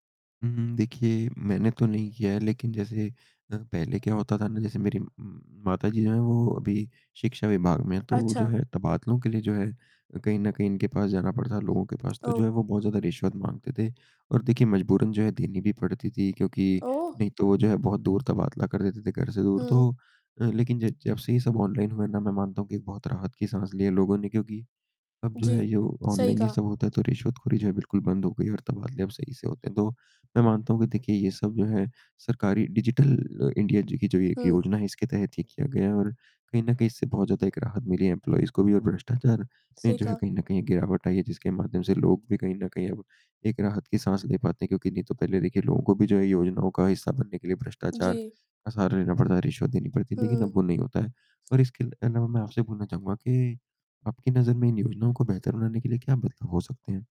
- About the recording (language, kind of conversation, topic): Hindi, unstructured, आपके इलाके में सरकारी योजनाओं का असर कैसा दिखाई देता है?
- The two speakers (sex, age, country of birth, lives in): female, 20-24, India, India; male, 20-24, India, India
- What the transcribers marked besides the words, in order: static; tapping; distorted speech; in English: "डिजिटल"; in English: "एम्प्लॉइज़"